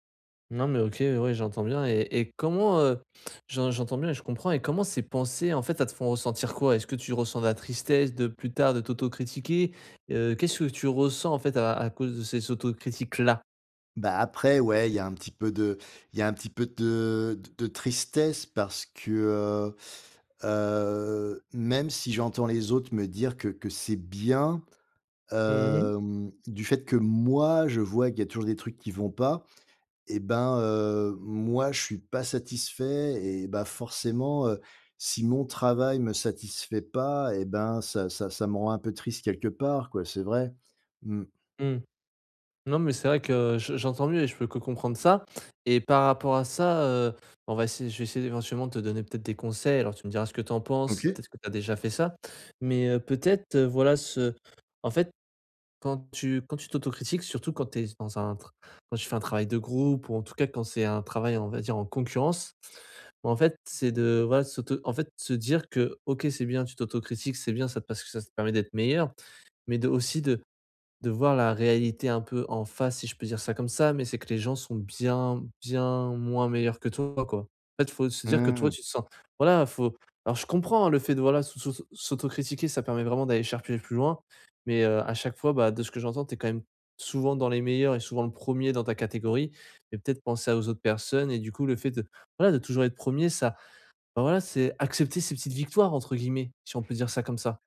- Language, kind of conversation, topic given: French, advice, Comment puis-je remettre en question mes pensées autocritiques et arrêter de me critiquer intérieurement si souvent ?
- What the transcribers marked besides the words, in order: stressed: "là"